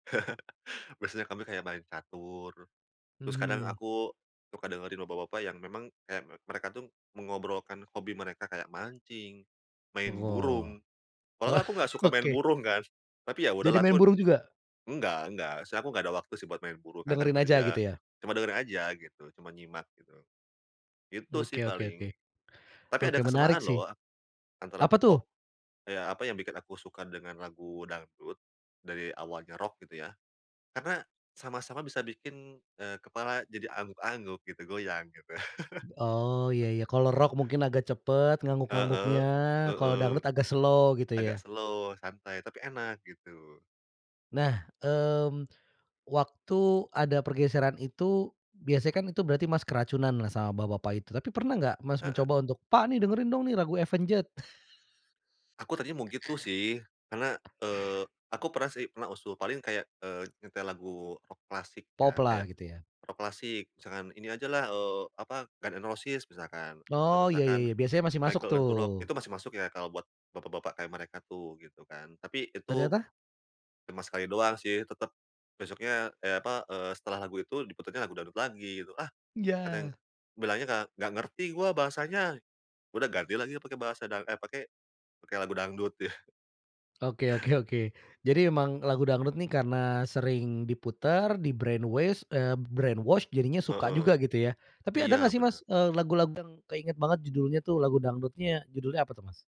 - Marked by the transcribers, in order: laugh; laughing while speaking: "oke"; tapping; chuckle; in English: "slow"; in English: "slow"; laugh; chuckle; in English: "di-brain waste"; in English: "brain wash"
- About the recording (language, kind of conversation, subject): Indonesian, podcast, Bagaimana budaya kampungmu memengaruhi selera musikmu?